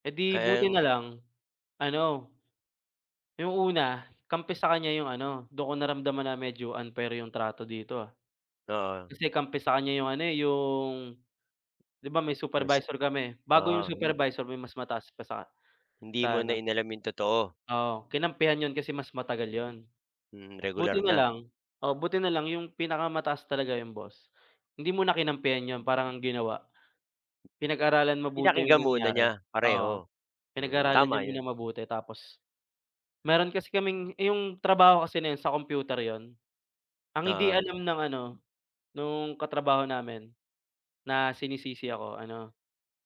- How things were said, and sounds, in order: none
- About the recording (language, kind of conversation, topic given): Filipino, unstructured, Paano mo nilalabanan ang hindi patas na pagtrato sa trabaho?